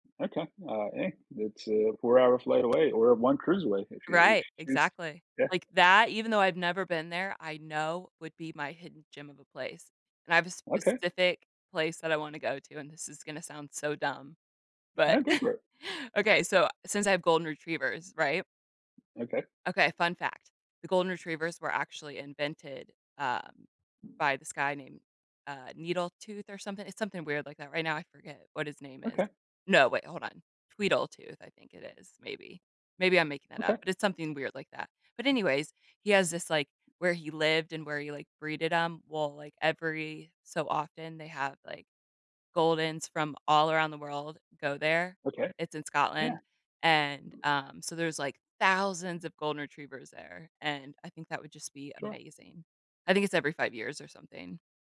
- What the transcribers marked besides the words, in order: other background noise; chuckle; tapping; stressed: "thousands"
- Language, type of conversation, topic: English, unstructured, What makes a place feel special or memorable to you?